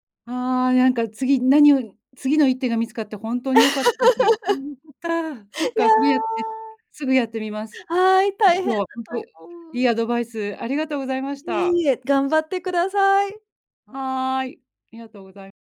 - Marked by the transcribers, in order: laugh; unintelligible speech
- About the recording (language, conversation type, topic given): Japanese, advice, 感情をため込んで突然爆発する怒りのパターンについて、どのような特徴がありますか？